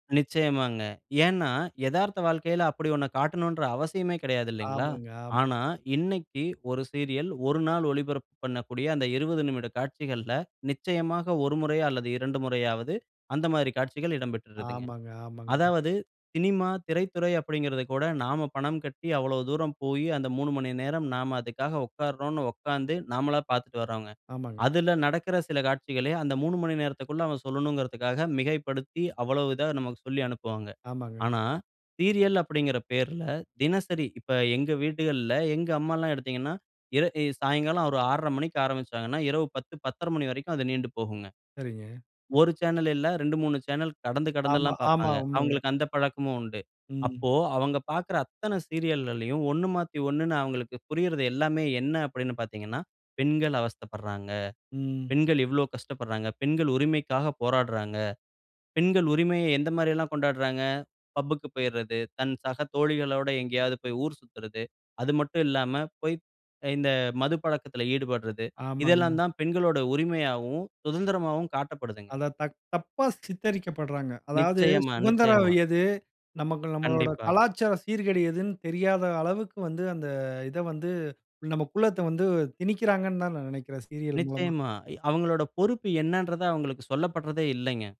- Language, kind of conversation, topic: Tamil, podcast, சீரியல் கதைகளில் பெண்கள் எப்படி பிரதிபலிக்கப்படுகிறார்கள் என்று உங்கள் பார்வை என்ன?
- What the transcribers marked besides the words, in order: none